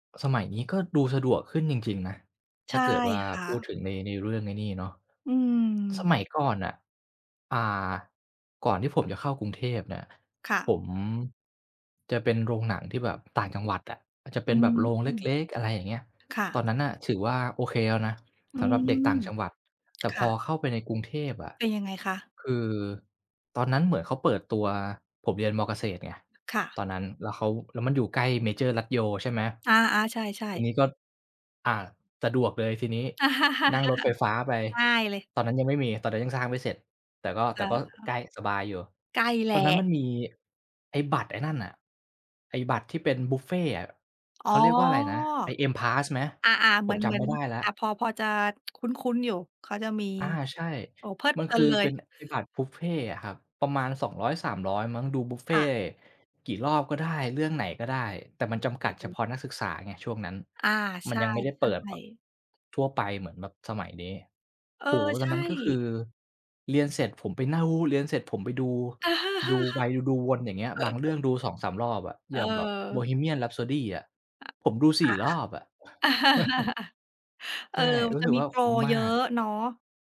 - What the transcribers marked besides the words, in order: lip smack; chuckle; tsk; chuckle; chuckle
- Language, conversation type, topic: Thai, unstructured, คุณคิดว่าการเที่ยวเมืองใหญ่กับการเที่ยวธรรมชาติต่างกันอย่างไร?